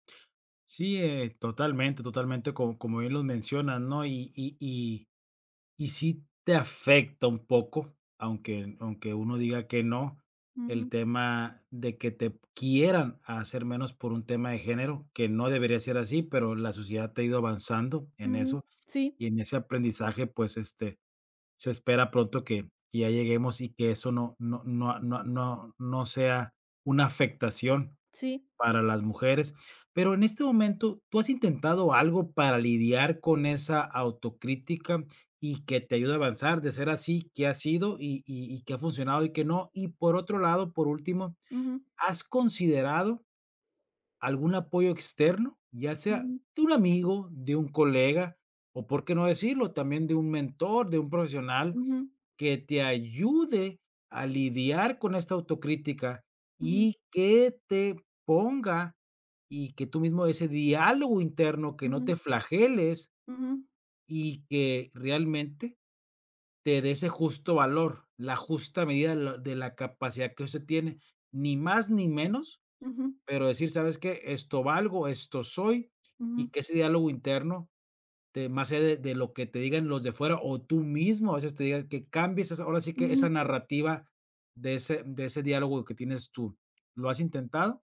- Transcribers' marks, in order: none
- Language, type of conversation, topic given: Spanish, advice, ¿Cómo puedo dejar de paralizarme por la autocrítica y avanzar en mis proyectos?